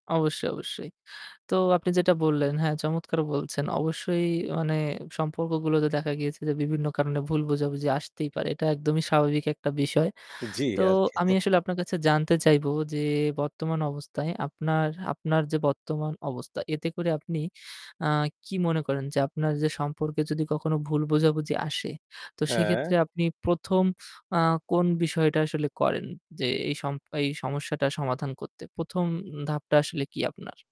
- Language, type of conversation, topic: Bengali, podcast, সম্পর্কের ভুল বোঝাবুঝি হলে আপনি কীভাবে তা মিটিয়ে আনেন?
- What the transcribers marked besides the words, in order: static; chuckle